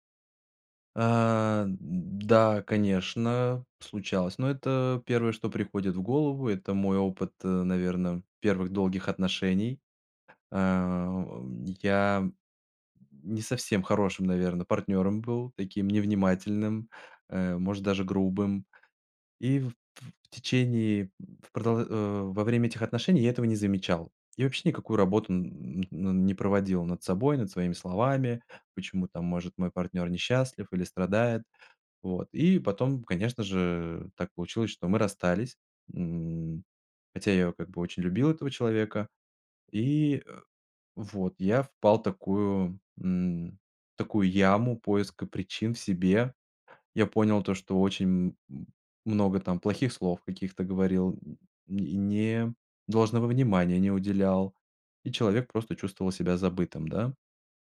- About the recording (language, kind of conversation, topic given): Russian, podcast, Как ты справляешься с чувством вины или стыда?
- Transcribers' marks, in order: other background noise